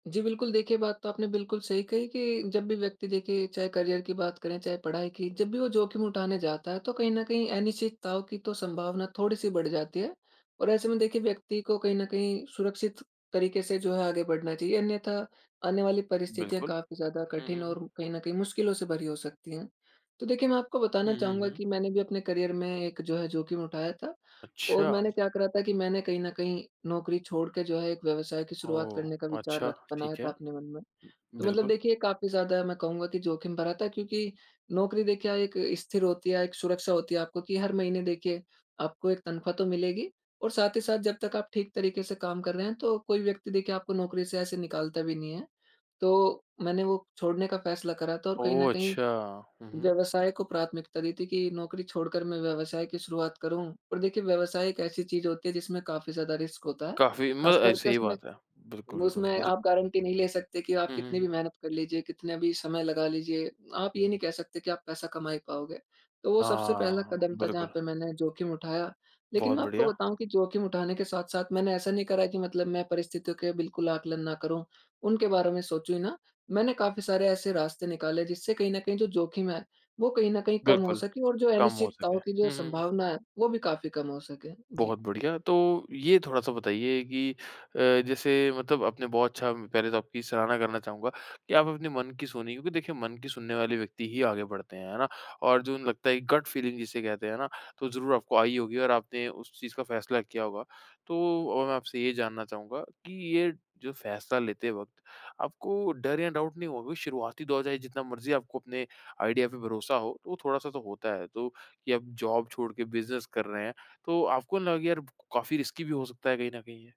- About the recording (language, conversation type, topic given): Hindi, podcast, जोखिम उठाने से पहले आप अपनी अनिश्चितता को कैसे कम करते हैं?
- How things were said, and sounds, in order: in English: "करियर"; in English: "करियर"; in English: "रिस्क"; in English: "गट फीलिंग"; in English: "डाउट"; in English: "आइडिया"; in English: "जॉब"; in English: "रिसकी"